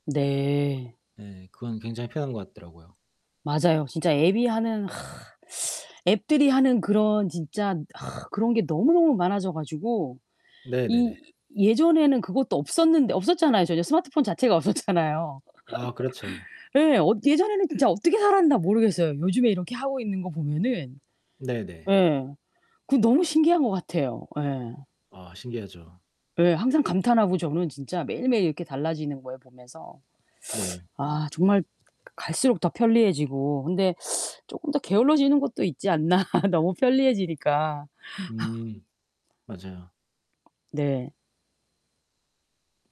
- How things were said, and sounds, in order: static; other background noise; other noise; laughing while speaking: "없었잖아요"; laugh; laugh
- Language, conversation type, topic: Korean, unstructured, 기술이 교육 방식에 어떤 영향을 미쳤나요?